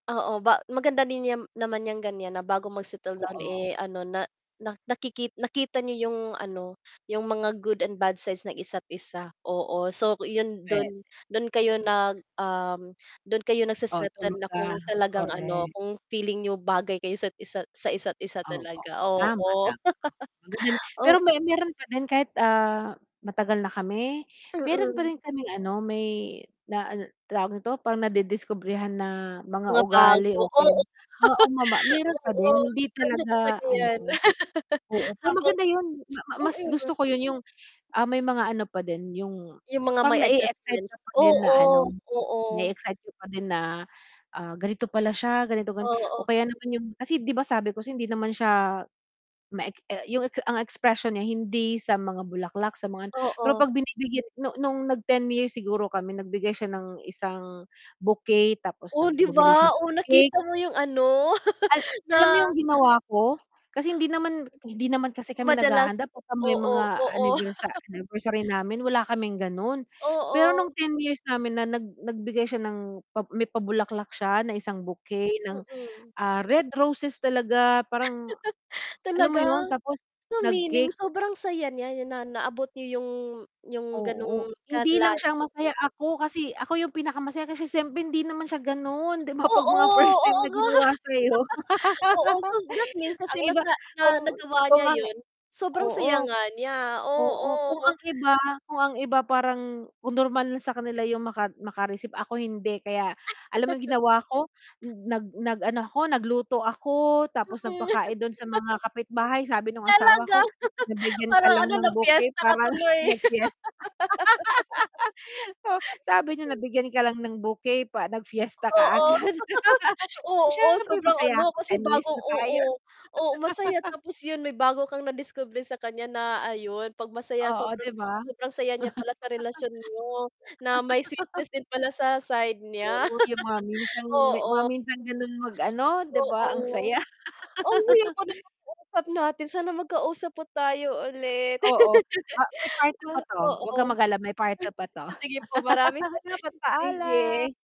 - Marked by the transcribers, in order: static; unintelligible speech; laugh; unintelligible speech; distorted speech; chuckle; laugh; laugh; background speech; laugh; laugh; tapping; unintelligible speech; laugh; laugh; laugh; laugh; laugh; laughing while speaking: "piyesta"; laugh; other background noise; laugh; laugh; laugh; laugh; breath; laugh; laugh; chuckle; laugh
- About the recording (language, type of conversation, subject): Filipino, unstructured, Paano mo ilalarawan ang isang magandang relasyon at ano ang mga ginagawa mo para mapasaya ang iyong kasintahan?